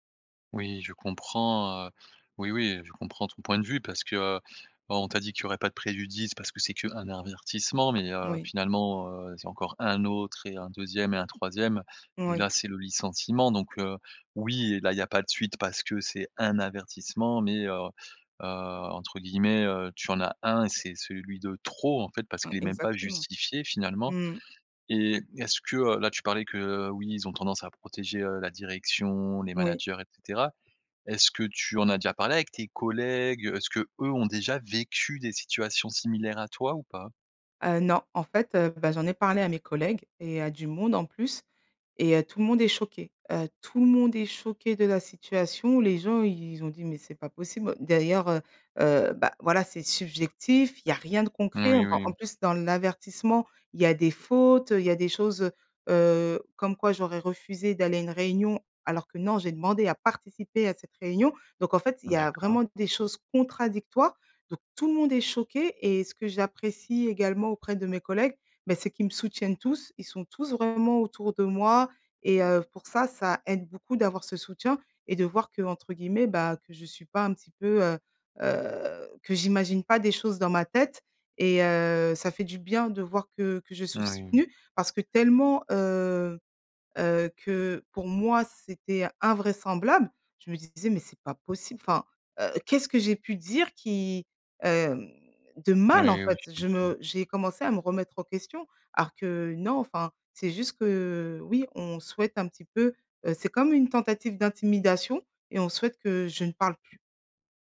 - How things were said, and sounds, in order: "avertissement" said as "arvertissement"; tapping; stressed: "participer"; "suis" said as "sou"; stressed: "mal"
- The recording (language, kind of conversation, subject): French, advice, Comment ta confiance en toi a-t-elle diminué après un échec ou une critique ?